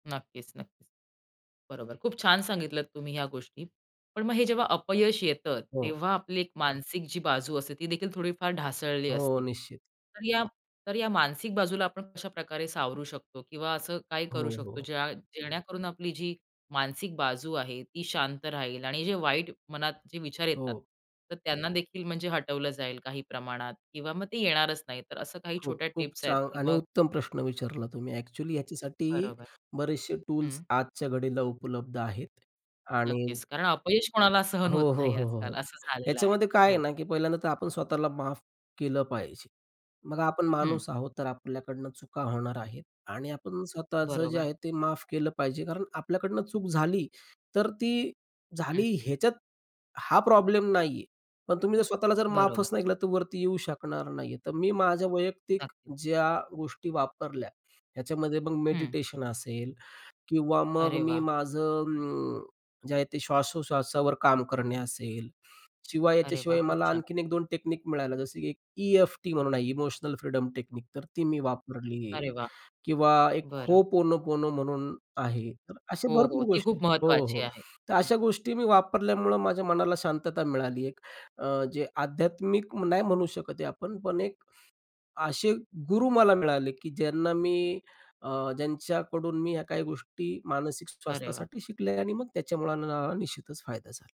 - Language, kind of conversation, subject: Marathi, podcast, अपयशानंतर तुम्ही पुन्हा पुढे कसे येता?
- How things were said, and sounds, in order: other background noise; in English: "टेक्नीक"; in English: "इमोशनल फ्रीडम टेक्निक"